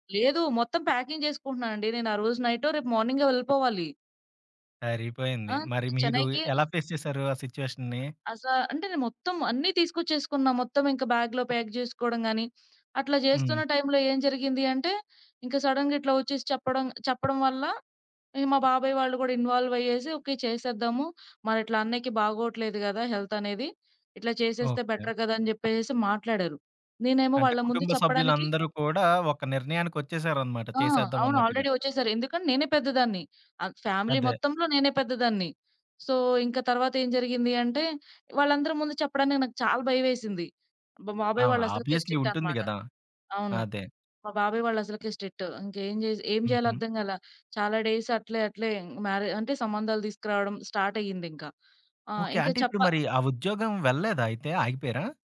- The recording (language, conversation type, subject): Telugu, podcast, మీరు కుటుంబంతో ఎదుర్కొన్న సంఘటనల నుంచి నేర్చుకున్న మంచి పాఠాలు ఏమిటి?
- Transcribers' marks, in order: in English: "ప్యాకింగ్"; in English: "ఫేస్"; in English: "సిట్యుయేషని?"; tapping; in English: "బ్యాగ్‌లో ప్యాక్"; in English: "సడెన్‌గా"; in English: "ఇన్‌వాల్వ్"; in English: "హెల్త్"; in English: "బెటర్"; in English: "ఆల్రెడీ"; in English: "ఫ్యామిలీ"; in English: "సో"; in English: "ఆబ్వియస్‌లీ"; in English: "స్ట్రిక్ట్"; in English: "స్ట్రిక్ట్"; in English: "డేస్"; in English: "స్టార్ట్"